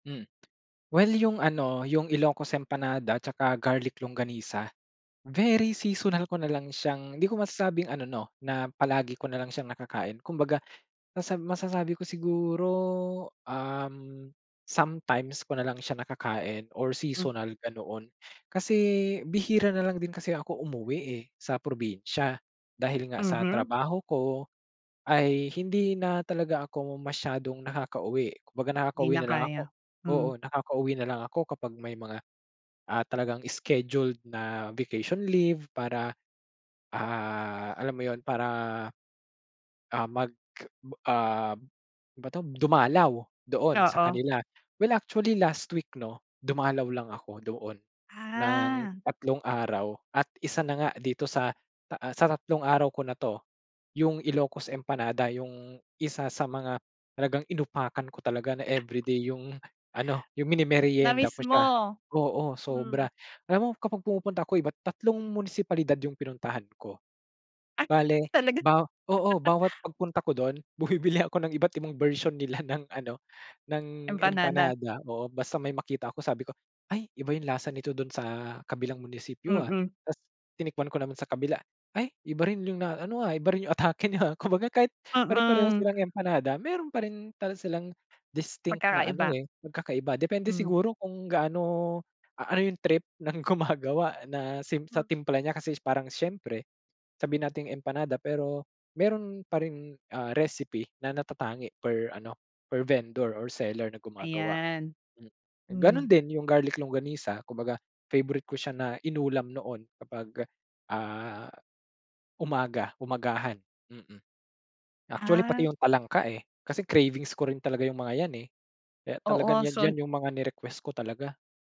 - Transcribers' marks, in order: tapping; stressed: "very"; other background noise; laughing while speaking: "bumibili"; laughing while speaking: "nila ng"; laugh; laughing while speaking: "yung atake niya ah, kumbaga"; laughing while speaking: "gumagawa"; "same" said as "sim"
- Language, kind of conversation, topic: Filipino, podcast, Anong pagkain ang agad na nagpabalik sa’yo ng mga alaala?